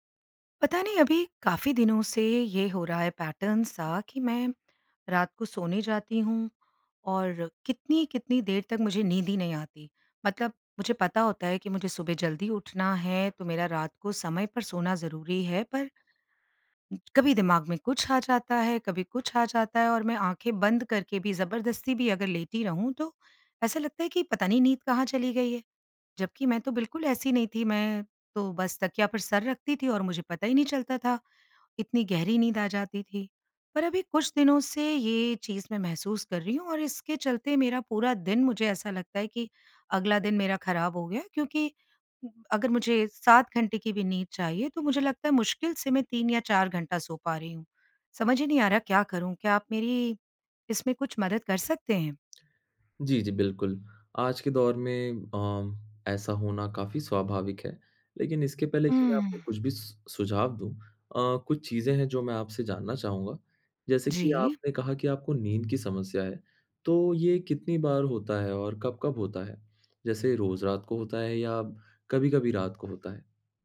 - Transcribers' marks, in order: in English: "पैटर्न"
- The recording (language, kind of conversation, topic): Hindi, advice, क्या चिंता के कारण आपको रात में नींद नहीं आती और आप सुबह थका हुआ महसूस करके उठते हैं?